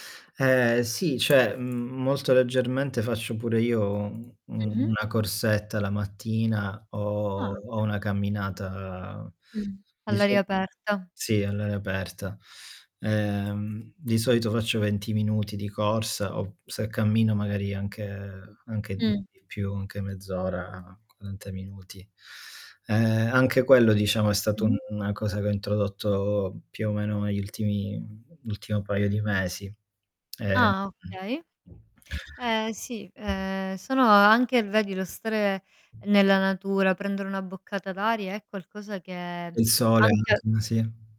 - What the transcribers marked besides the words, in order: tapping; "cioè" said as "ceh"; distorted speech; static; lip smack; other background noise; unintelligible speech
- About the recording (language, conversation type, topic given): Italian, unstructured, Hai mai cambiato una tua abitudine per migliorare la tua salute?